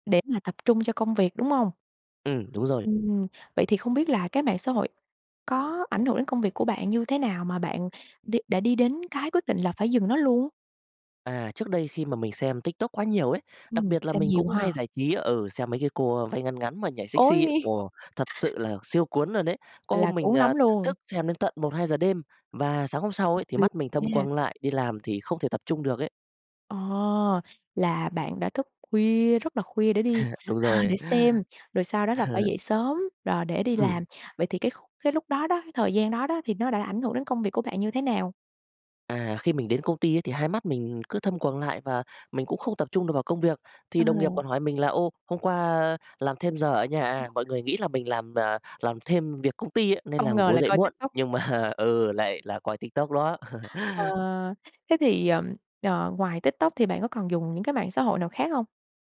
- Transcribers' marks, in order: tapping; in English: "sexy"; sniff; unintelligible speech; laugh; laugh; other background noise; laughing while speaking: "mà"; laugh
- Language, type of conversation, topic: Vietnamese, podcast, Bạn đã bao giờ tạm ngừng dùng mạng xã hội một thời gian chưa, và bạn cảm thấy thế nào?